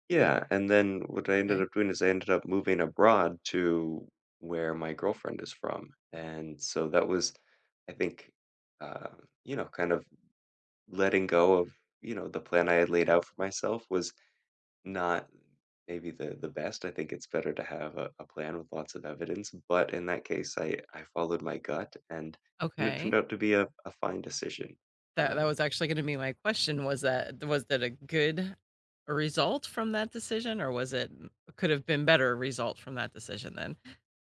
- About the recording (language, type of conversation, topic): English, unstructured, When you face a big decision, do you trust your gut or follow the evidence?
- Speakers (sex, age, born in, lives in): female, 55-59, United States, United States; male, 30-34, United States, United States
- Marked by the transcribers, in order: none